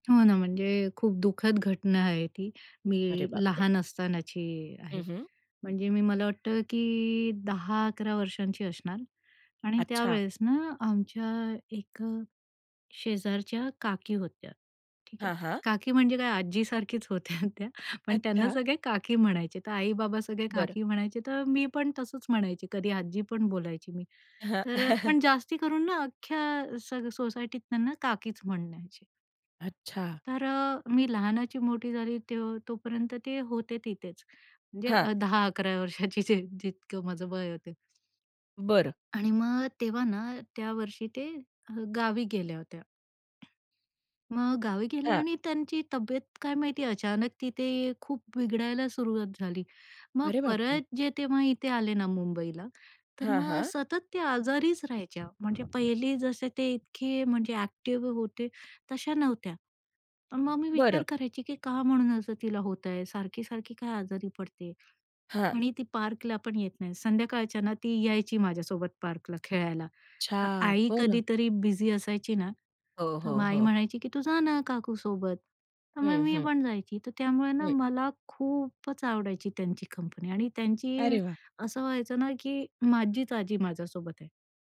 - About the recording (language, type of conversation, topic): Marathi, podcast, तुम्ही शांतपणे कोणाला माफ केलं तो क्षण कोणता होता?
- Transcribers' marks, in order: tapping; laughing while speaking: "त्या"; chuckle; other background noise